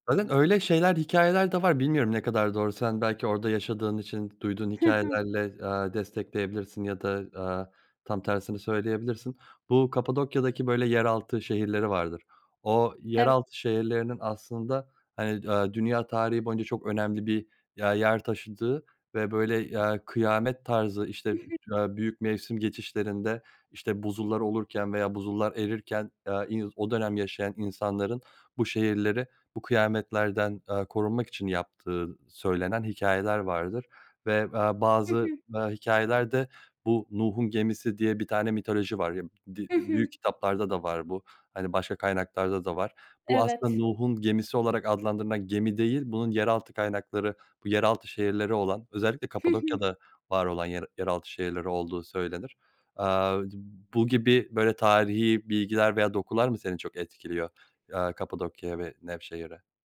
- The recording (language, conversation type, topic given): Turkish, podcast, Bir şehir seni hangi yönleriyle etkiler?
- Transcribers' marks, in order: tapping; other background noise